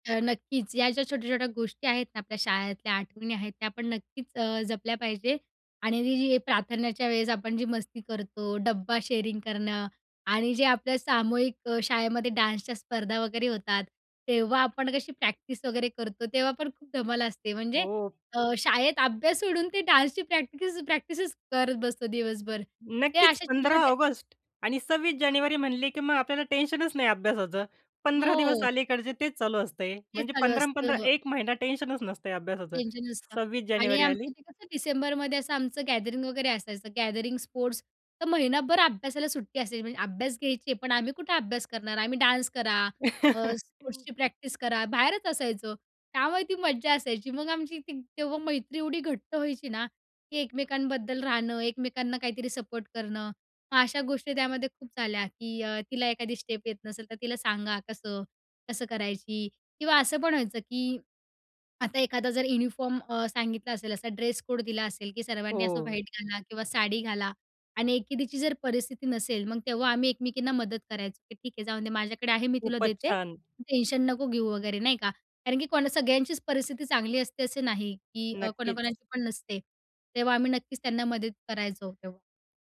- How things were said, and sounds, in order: drawn out: "ही"; in English: "शेअरिंग"; in English: "डान्सच्या"; joyful: "अभ्यास सोडून ते डान्सची प्रॅक्टिस प्रॅक्टिसेस"; other background noise; in English: "गॅदरिंग"; in English: "गॅदरिंग, स्पोर्ट्स"; chuckle; in English: "डान्स करा"; in English: "स्पोर्ट्सची"; in English: "स्टेप"; in English: "युनिफॉर्म"; in English: "ड्रेस-कोड"; in English: "व्हाईट"
- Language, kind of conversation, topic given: Marathi, podcast, शाळेतली कोणती सामूहिक आठवण तुम्हाला आजही आठवते?